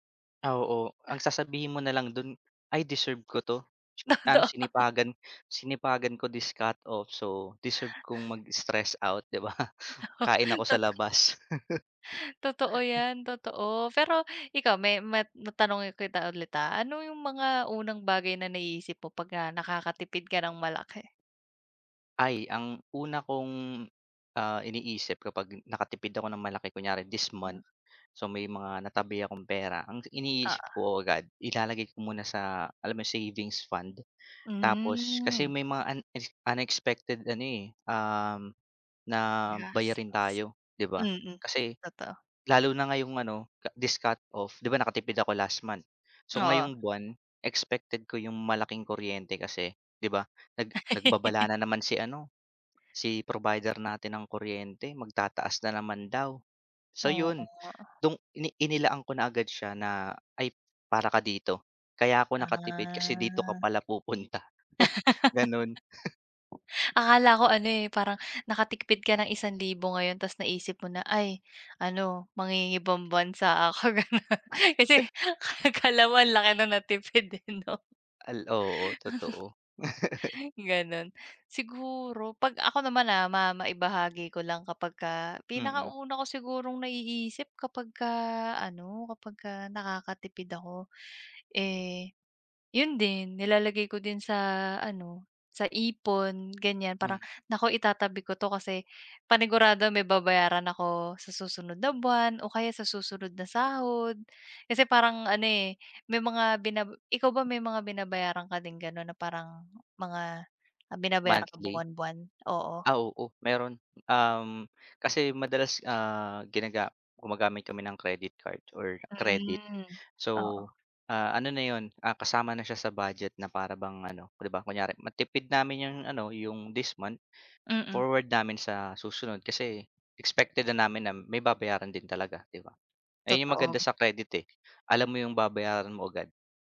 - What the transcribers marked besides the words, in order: laughing while speaking: "Totoo"; laughing while speaking: "'di ba?"; laughing while speaking: "Oo. Totoo"; chuckle; tapping; laugh; other background noise; laugh; chuckle; laughing while speaking: "ako. Ganun. Kasi akala mo ang laki ng natipid, eh, 'no?"; chuckle; chuckle; chuckle
- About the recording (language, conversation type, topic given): Filipino, unstructured, Ano ang pakiramdam mo kapag malaki ang natitipid mo?